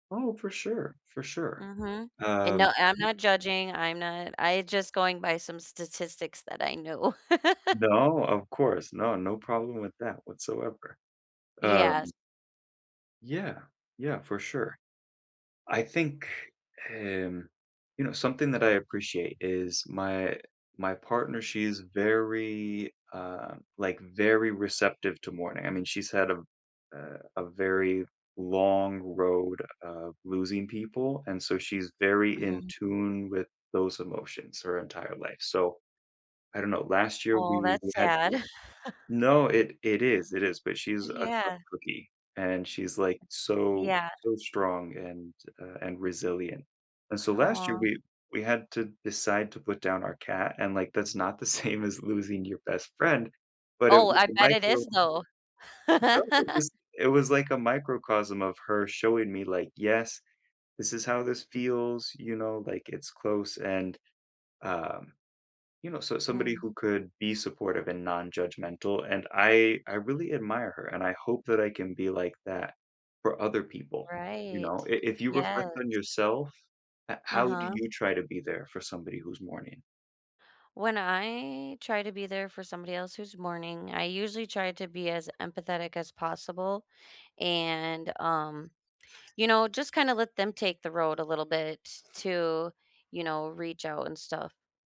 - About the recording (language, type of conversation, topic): English, unstructured, Have you ever felt judged for how you mourned someone?
- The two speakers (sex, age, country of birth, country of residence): female, 30-34, United States, United States; male, 30-34, United States, United States
- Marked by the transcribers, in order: laugh; tapping; chuckle; laughing while speaking: "same"; laugh